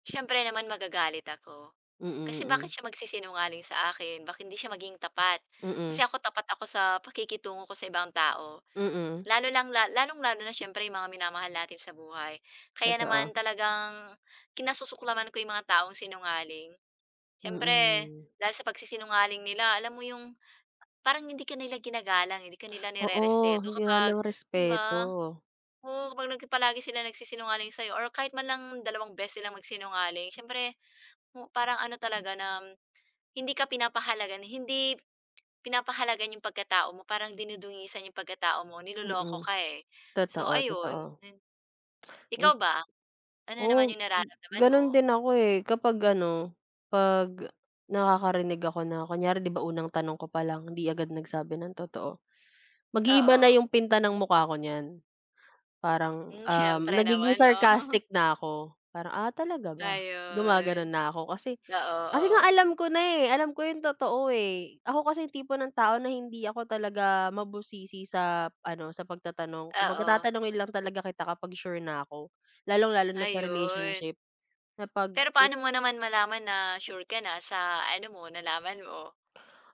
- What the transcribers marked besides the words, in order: chuckle
- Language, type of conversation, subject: Filipino, unstructured, Paano mo haharapin ang pagsisinungaling sa relasyon?